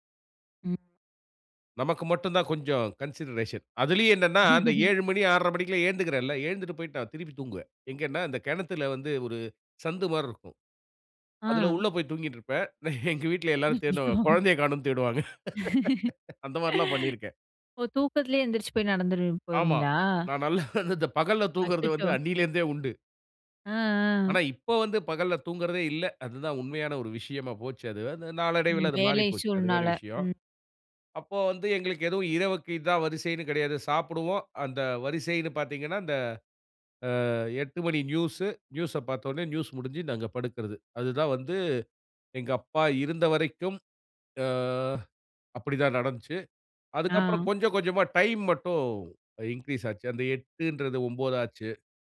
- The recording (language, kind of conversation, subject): Tamil, podcast, இரவில்தூங்குவதற்குமுன் நீங்கள் எந்த வரிசையில் என்னென்ன செய்வீர்கள்?
- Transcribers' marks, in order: in English: "கன்சிடரேஷன்"; laugh; chuckle; laughing while speaking: "எங்க வீட்ல"; laughing while speaking: "அச்சச்சோ!"; laugh; laughing while speaking: "நல்லா வந்து"; "சூழல்னால" said as "சூழ்னால"; drawn out: "அ"; in English: "இன்க்ரீஸ்"